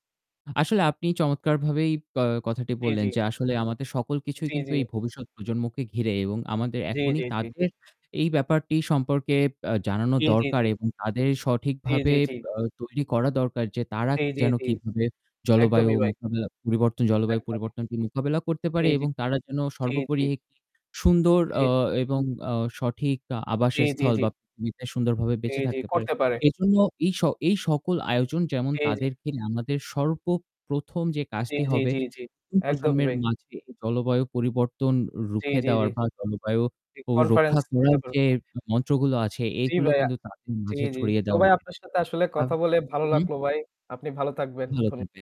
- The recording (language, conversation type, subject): Bengali, unstructured, আমরা জলবায়ু পরিবর্তনের প্রভাব কীভাবে বুঝতে পারি?
- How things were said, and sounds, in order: static; distorted speech; in English: "Conference"